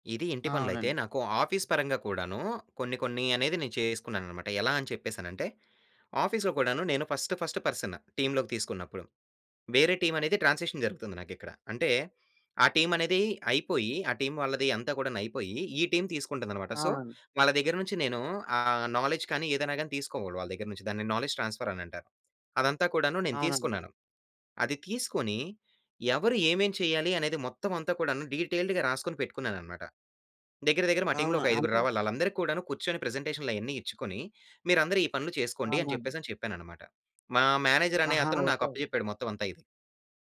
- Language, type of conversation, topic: Telugu, podcast, పని భారం సమానంగా పంచుకోవడం గురించి ఎలా చర్చించాలి?
- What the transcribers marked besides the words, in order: in English: "ఆఫీస్"; in English: "ఆఫీస్‌లో"; in English: "ఫస్ట్, ఫస్ట్ పర్సన్ టీమ్‌లోకి"; in English: "ట్రాన్సిషన్"; in English: "టీమ్"; in English: "టీమ్"; in English: "సో"; in English: "నౌలెడ్జ్"; in English: "నౌలెడ్జ్ ట్రాన్స్‌ఫర్"; in English: "డీటెయిల్డ్‌గా"; in English: "టీమ్‌లో"; in English: "మేనేజర్"; other background noise